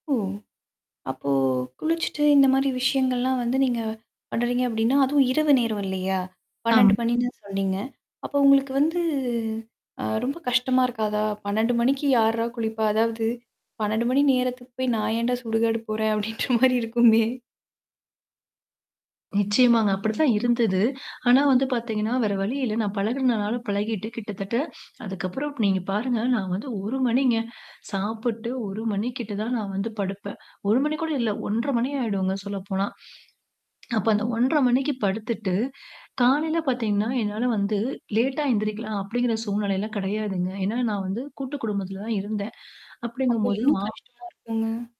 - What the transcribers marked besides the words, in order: static; distorted speech; other background noise; laughing while speaking: "அப்படின்ற மாரி இருக்குமே"; swallow; in English: "லேட்டா"
- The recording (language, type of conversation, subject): Tamil, podcast, உங்கள் உறக்க முறை மாறும்போது அது உங்கள் உடலை எப்படிப் பாதிக்கிறது என்பதை நீங்கள் எப்படி கவனிப்பீர்கள்?